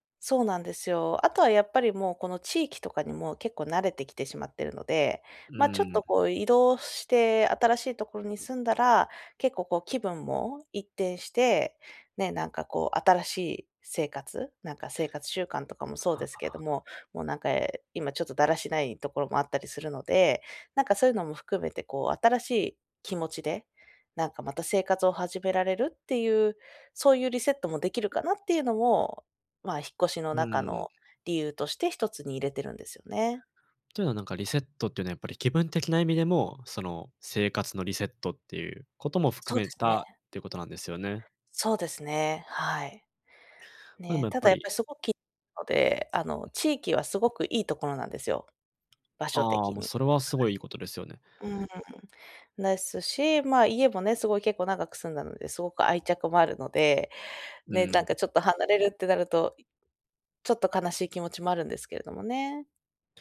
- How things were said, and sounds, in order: none
- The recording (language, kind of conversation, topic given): Japanese, advice, 引っ越して生活をリセットするべきか迷っていますが、どう考えればいいですか？